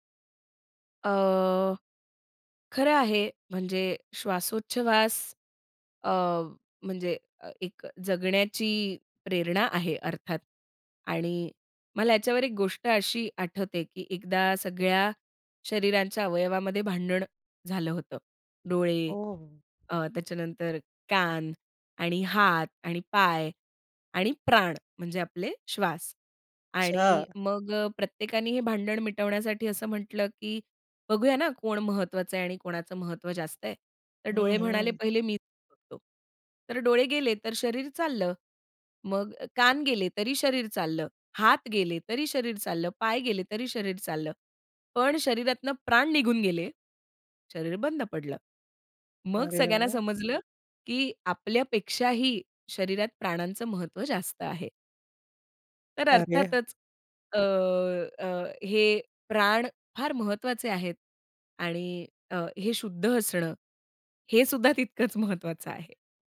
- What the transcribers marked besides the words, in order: tapping; other noise; joyful: "तितकंच महत्वाचं"
- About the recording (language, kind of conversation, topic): Marathi, podcast, तणावाच्या वेळी श्वासोच्छ्वासाची कोणती तंत्रे तुम्ही वापरता?